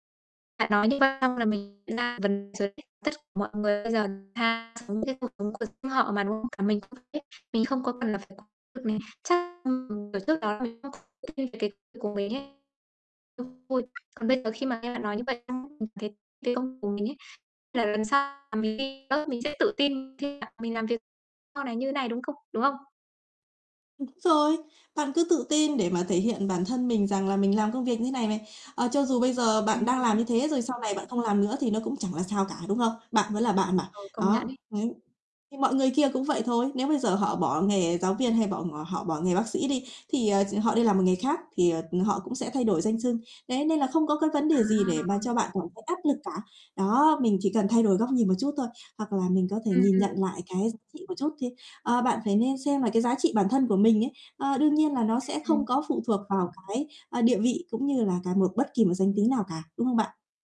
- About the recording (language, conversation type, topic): Vietnamese, advice, Làm sao để bạn vững vàng trước áp lực xã hội về danh tính của mình?
- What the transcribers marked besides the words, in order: distorted speech; static; other background noise